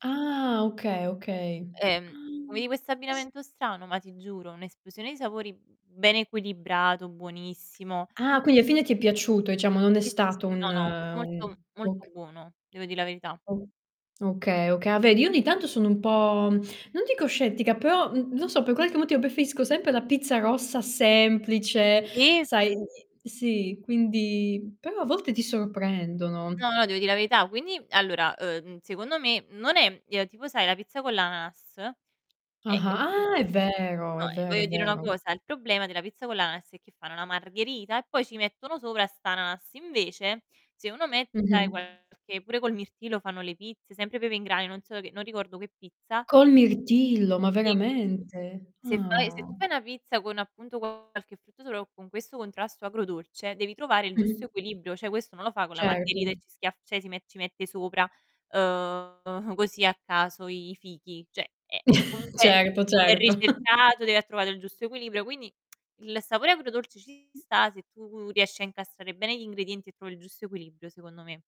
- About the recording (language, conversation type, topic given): Italian, unstructured, Quale sapore ti ha sorpreso piacevolmente?
- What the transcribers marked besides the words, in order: tapping; "diciamo" said as "ciamo"; other background noise; distorted speech; static; drawn out: "ah"; "voglio" said as "voio"; "problema" said as "probblema"; unintelligible speech; drawn out: "Ah"; "equilibrio" said as "equilibbrio"; "cioè" said as "ceh"; "cioè" said as "ceh"; drawn out: "ehm"; "Cioè" said as "ceh"; chuckle; lip smack